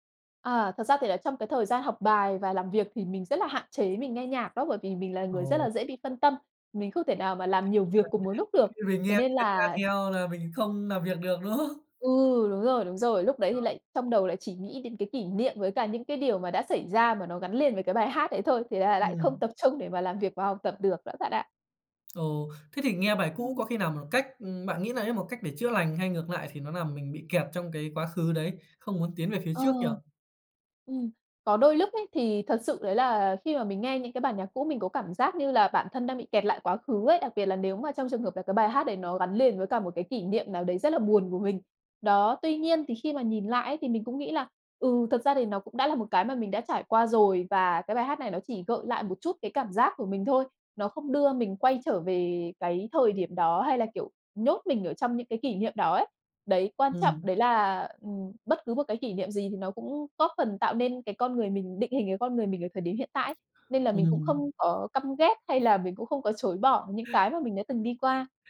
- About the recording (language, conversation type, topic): Vietnamese, podcast, Bạn có hay nghe lại những bài hát cũ để hoài niệm không, và vì sao?
- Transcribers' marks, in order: unintelligible speech; "làm" said as "nàm"; laughing while speaking: "đúng không?"; tapping; laugh